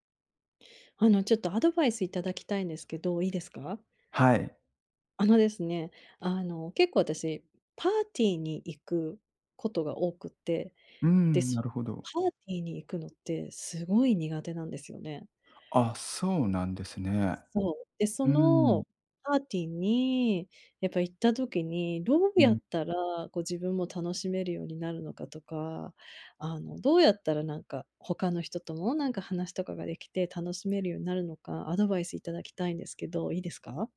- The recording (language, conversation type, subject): Japanese, advice, パーティーで居心地が悪いとき、どうすれば楽しく過ごせますか？
- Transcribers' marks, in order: tapping